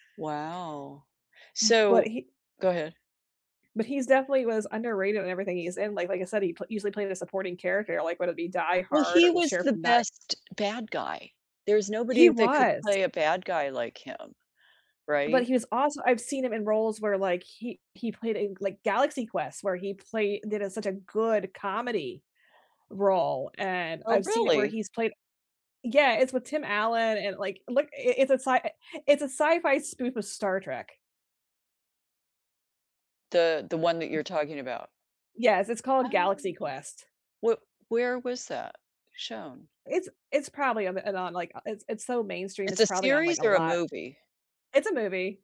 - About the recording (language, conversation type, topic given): English, unstructured, Which underrated performer do you champion, and what standout performance proves they deserve more recognition?
- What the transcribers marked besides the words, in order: other background noise; stressed: "good"; tapping; other noise